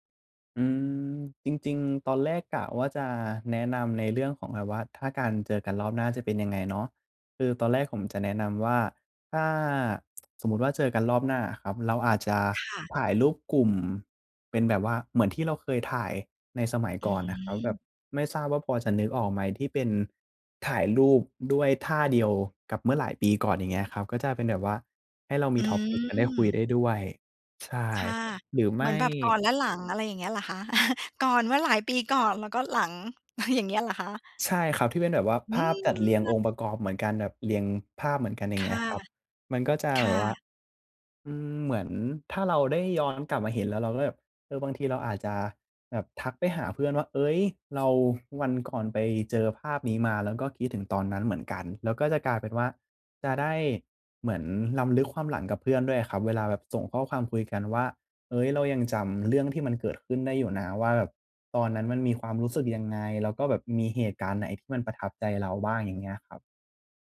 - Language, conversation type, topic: Thai, advice, ทำอย่างไรให้รักษาและสร้างมิตรภาพให้ยืนยาวและแน่นแฟ้นขึ้น?
- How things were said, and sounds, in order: in English: "Topic"; chuckle; tapping; chuckle; other background noise